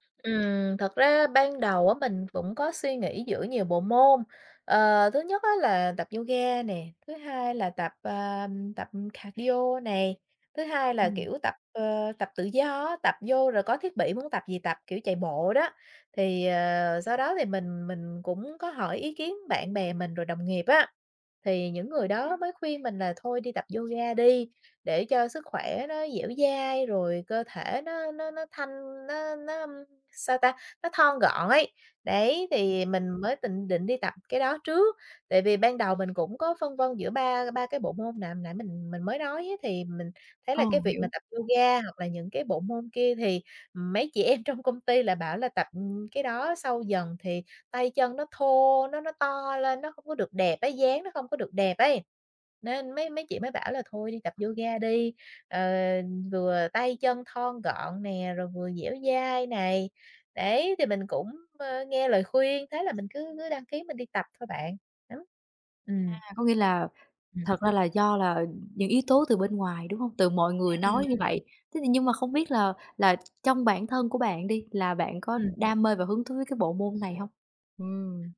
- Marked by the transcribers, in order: other background noise; tapping; in English: "cardio"; unintelligible speech
- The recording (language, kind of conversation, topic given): Vietnamese, advice, Làm thế nào để duy trì thói quen tập thể dục đều đặn?
- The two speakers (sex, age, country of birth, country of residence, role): female, 20-24, Vietnam, Vietnam, advisor; female, 35-39, Vietnam, Germany, user